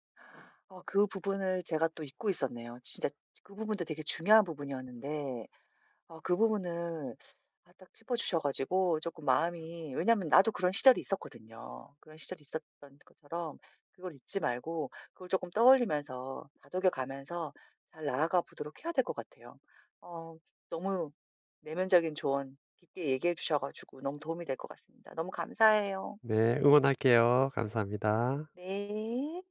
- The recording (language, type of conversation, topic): Korean, advice, 감정을 더 잘 알아차리고 조절하려면 어떻게 하면 좋을까요?
- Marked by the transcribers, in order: none